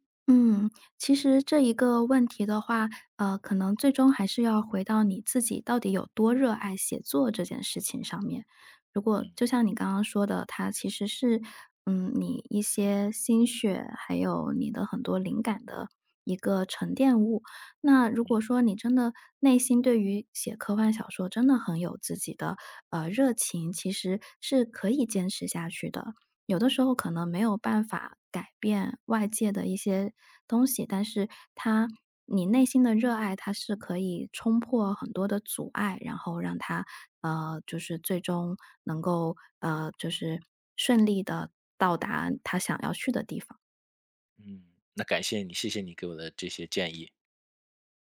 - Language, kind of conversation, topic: Chinese, advice, 为什么我的创作计划总是被拖延和打断？
- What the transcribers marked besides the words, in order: none